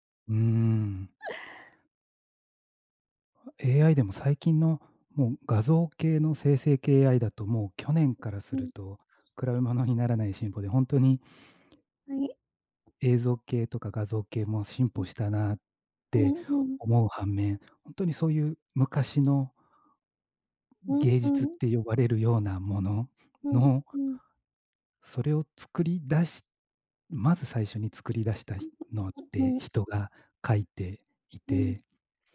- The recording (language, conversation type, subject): Japanese, unstructured, 最近、科学について知って驚いたことはありますか？
- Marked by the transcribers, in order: other noise; other background noise; unintelligible speech